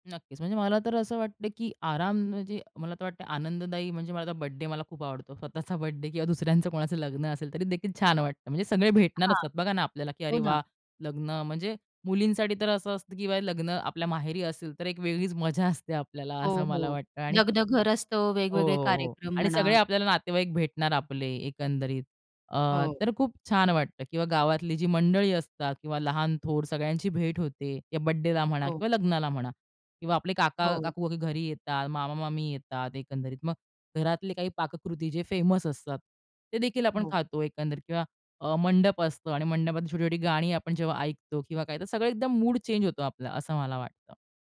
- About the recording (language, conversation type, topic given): Marathi, podcast, वाढदिवस किंवा लग्नासारख्या कार्यक्रमांत कुटुंबीय आणि आप्तेष्टांनी एकत्र येण्याचं महत्त्व काय आहे?
- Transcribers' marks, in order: laughing while speaking: "स्वतःचा बर्थडे किंवा दुसऱ्यांचं कोणाचं लग्न असेल तरीदेखील छान वाटतं"; laughing while speaking: "एक वेगळीच मजा असते आपल्याला असं मला वाटतं"; tapping; in English: "फेमस"; in English: "चेंज"